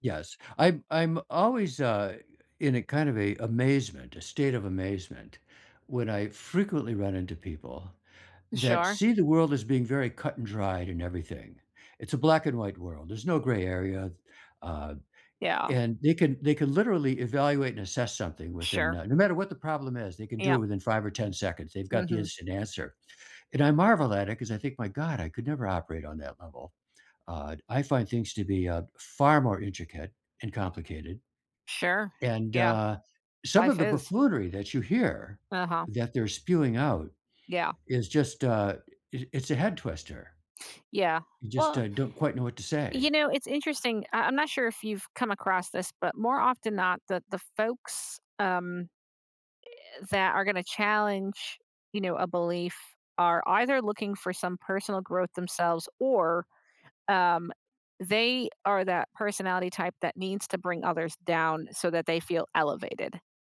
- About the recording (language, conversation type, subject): English, unstructured, How can I cope when my beliefs are challenged?
- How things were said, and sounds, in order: none